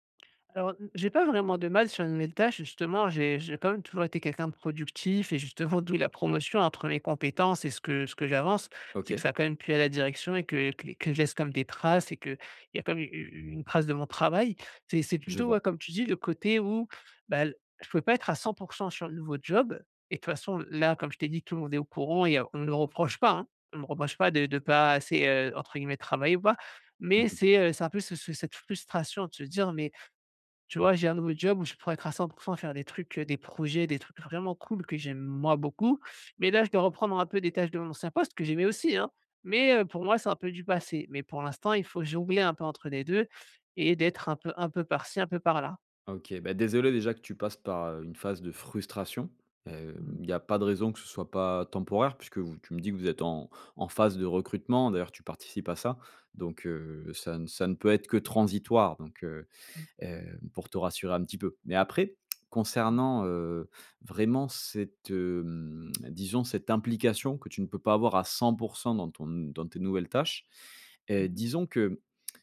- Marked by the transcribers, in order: stressed: "moi"
- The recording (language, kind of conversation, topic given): French, advice, Comment puis-je améliorer ma clarté mentale avant une tâche mentale exigeante ?